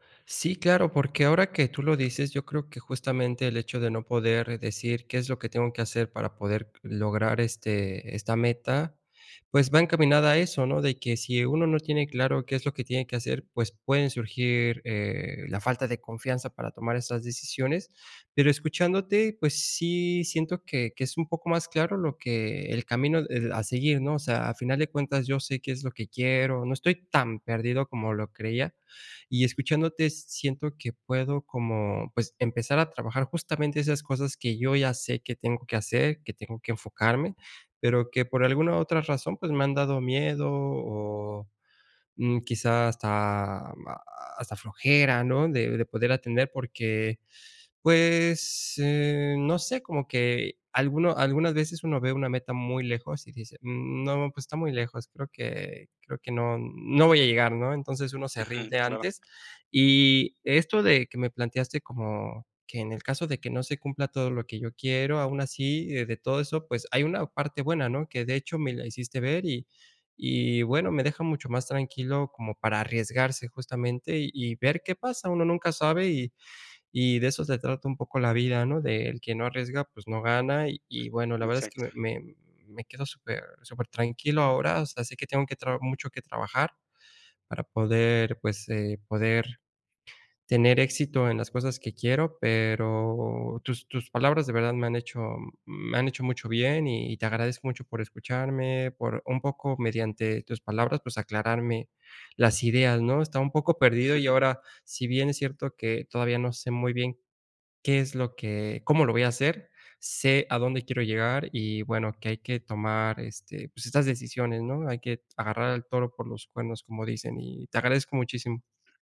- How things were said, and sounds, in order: stressed: "tan"; other background noise; chuckle
- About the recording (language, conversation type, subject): Spanish, advice, ¿Cómo puedo tomar decisiones importantes con más seguridad en mí mismo?